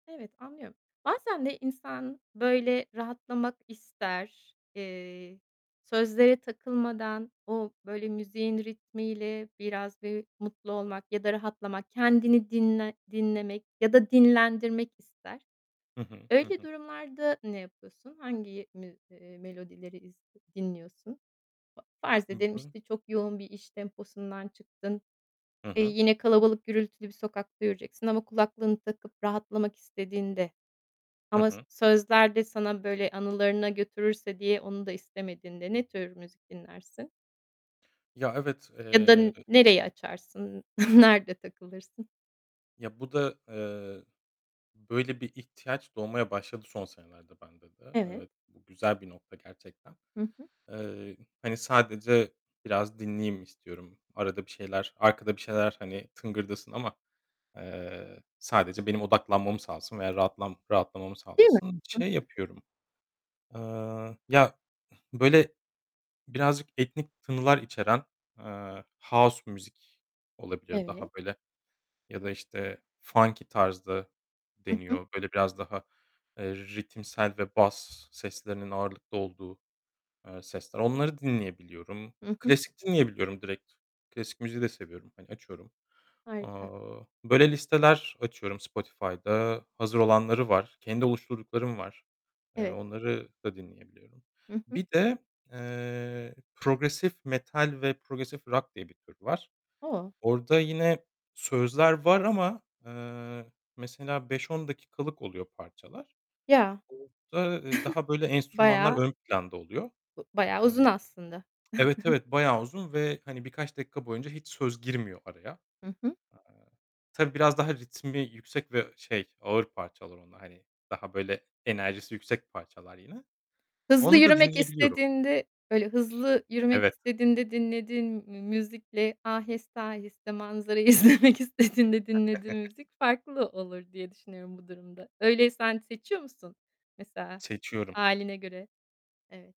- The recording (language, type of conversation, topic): Turkish, podcast, Senin için bir şarkıda sözler mi yoksa melodi mi daha önemli?
- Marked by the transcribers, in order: other background noise; chuckle; static; tapping; distorted speech; in English: "house"; in English: "funky"; in English: "progressive"; in English: "progressive"; chuckle; chuckle; laughing while speaking: "izlemek istediğinde"; chuckle